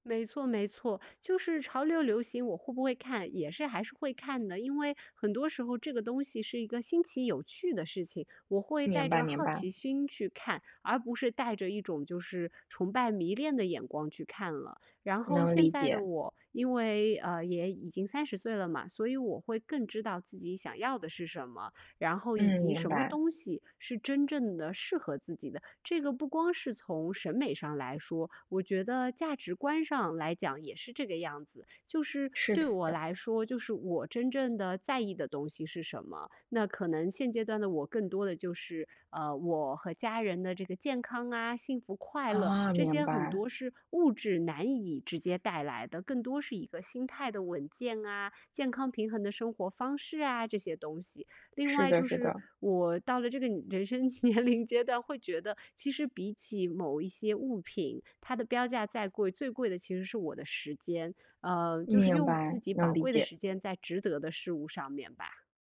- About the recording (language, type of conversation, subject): Chinese, podcast, 如何在追随潮流的同时保持真实的自己？
- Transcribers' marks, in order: laughing while speaking: "年龄阶段"